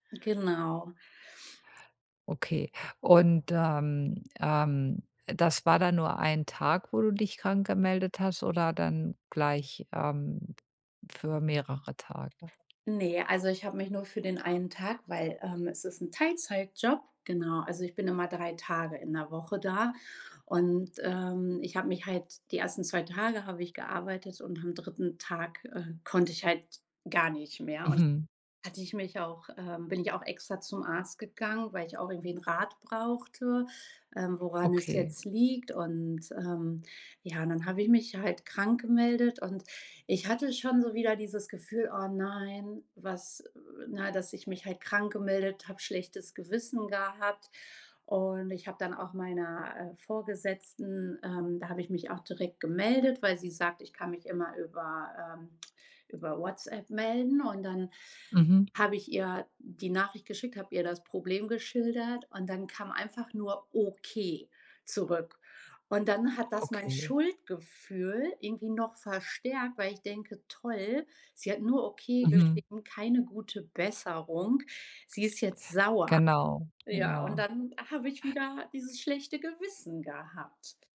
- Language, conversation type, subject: German, advice, Wie kann ich mit Schuldgefühlen umgehen, weil ich mir eine Auszeit vom Job nehme?
- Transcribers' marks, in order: unintelligible speech; put-on voice: "Okay"; stressed: "Schuldgefühl"; afraid: "dann habe ich wieder dieses schlechte Gewissen gehabt"